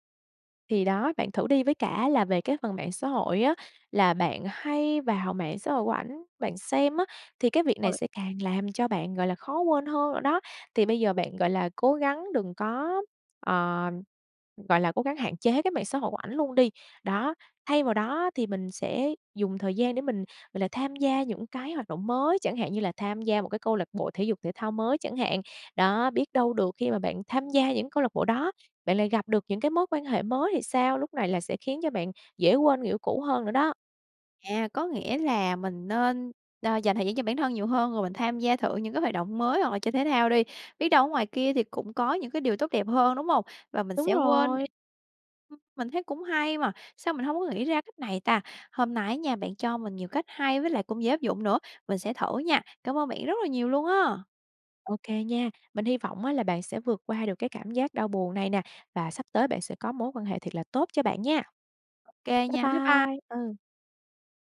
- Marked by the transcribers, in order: other background noise
- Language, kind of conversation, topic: Vietnamese, advice, Làm sao để ngừng nghĩ về người cũ sau khi vừa chia tay?